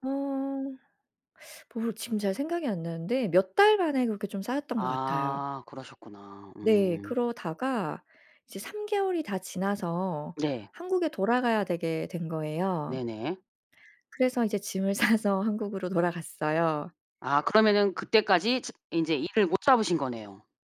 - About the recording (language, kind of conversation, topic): Korean, podcast, 인생을 바꾼 작은 결정이 있다면 무엇이었나요?
- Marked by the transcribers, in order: teeth sucking; laughing while speaking: "싸서"